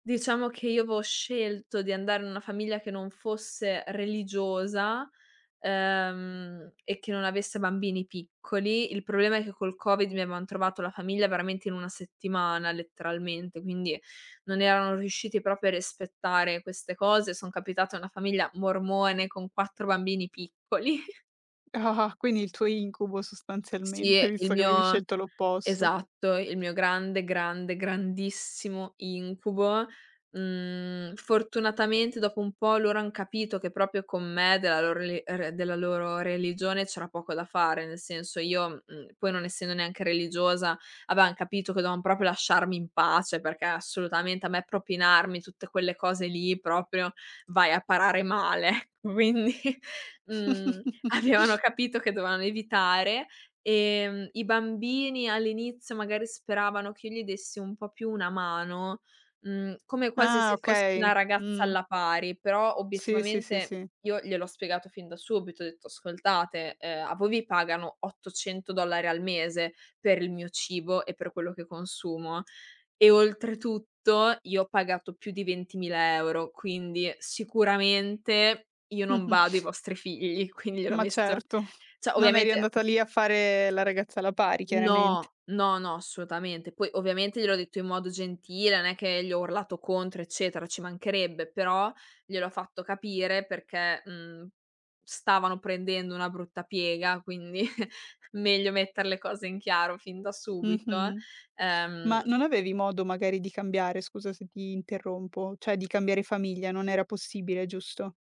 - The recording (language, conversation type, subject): Italian, podcast, Raccontami del tuo primo viaggio da solo: com’è andata?
- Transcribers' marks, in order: "avevo" said as "avo"; "proprio" said as "propio"; chuckle; "proprio" said as "propio"; laughing while speaking: "Ecco quindi"; chuckle; laughing while speaking: "avevano"; chuckle; "cioè" said as "ceh"; chuckle; "cioè" said as "ceh"; other background noise